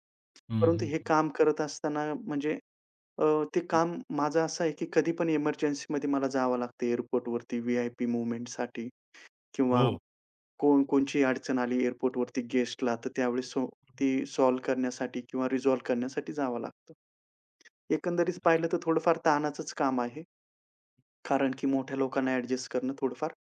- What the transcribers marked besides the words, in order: "कोणतीही" said as "कोणचीही"; in English: "सॉल्व्ह"; in English: "रिझॉल्व्ह"; other background noise
- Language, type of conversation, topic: Marathi, podcast, काम आणि आयुष्यातील संतुलन कसे साधता?